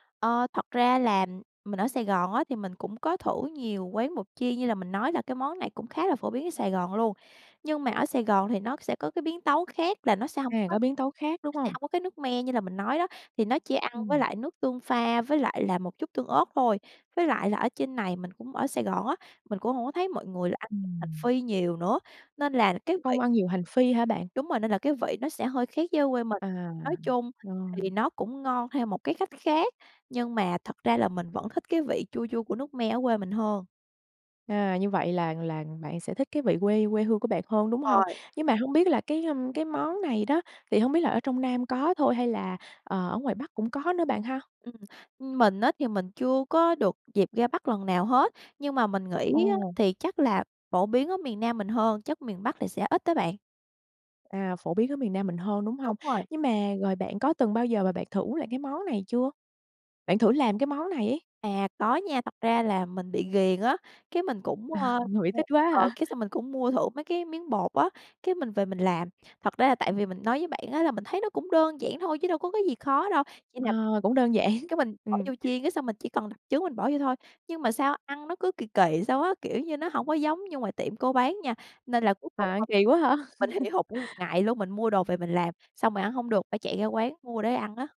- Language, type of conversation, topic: Vietnamese, podcast, Món ăn đường phố bạn thích nhất là gì, và vì sao?
- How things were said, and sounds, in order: tapping; laughing while speaking: "À!"; unintelligible speech; laughing while speaking: "giản"; unintelligible speech; laughing while speaking: "quá hả?"; laugh